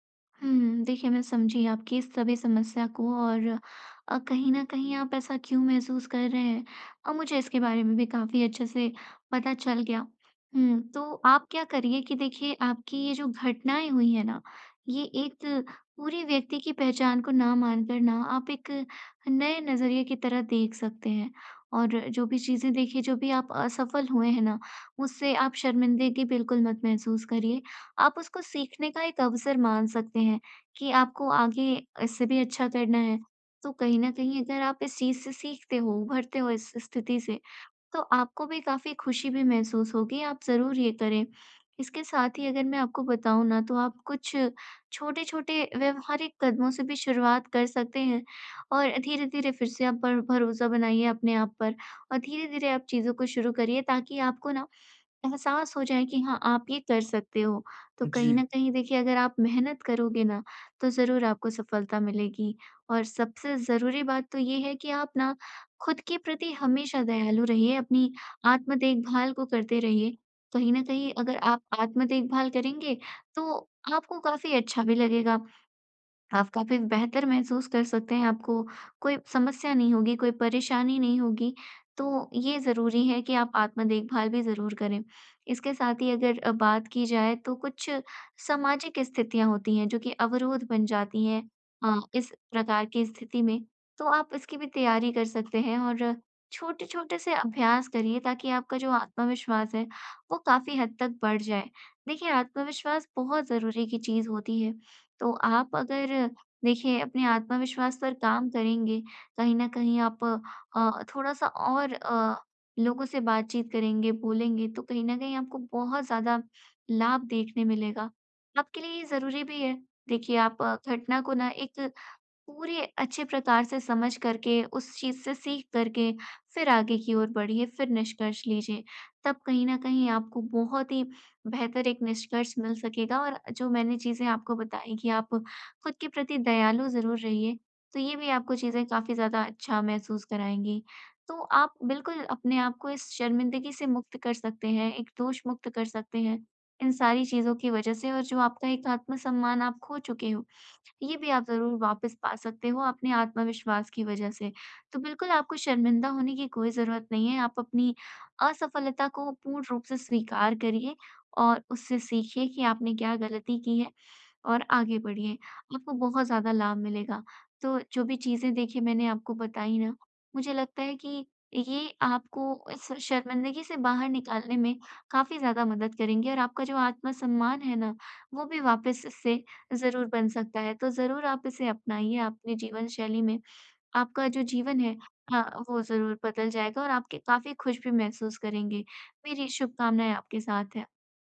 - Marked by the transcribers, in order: none
- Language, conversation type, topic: Hindi, advice, मैं शर्मिंदगी के अनुभव के बाद अपना आत्म-सम्मान फिर से कैसे बना सकता/सकती हूँ?